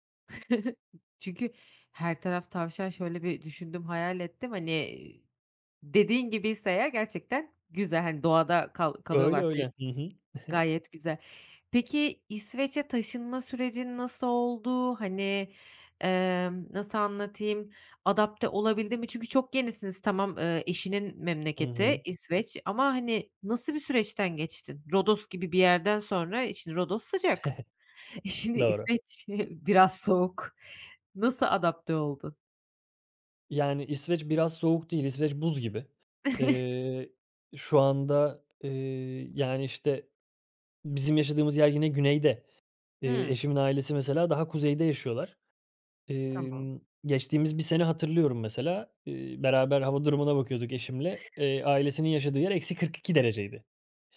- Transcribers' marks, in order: chuckle; other noise; other background noise; chuckle; chuckle; chuckle; chuckle
- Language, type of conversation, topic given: Turkish, podcast, Küçük adımlarla sosyal hayatımızı nasıl canlandırabiliriz?